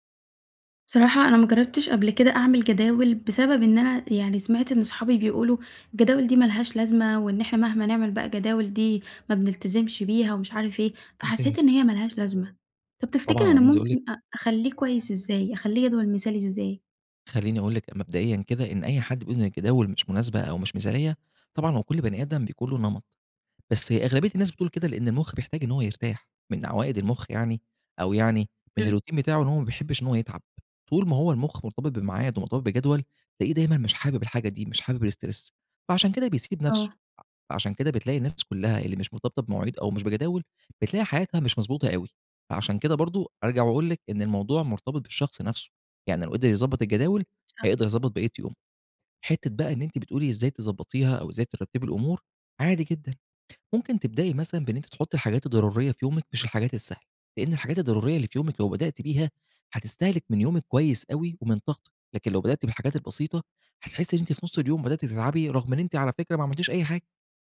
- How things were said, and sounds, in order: in English: "الروتين"; in English: "الstress"
- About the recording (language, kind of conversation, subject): Arabic, advice, إزاي بتتعامل مع التسويف وبتخلص شغلك في آخر لحظة؟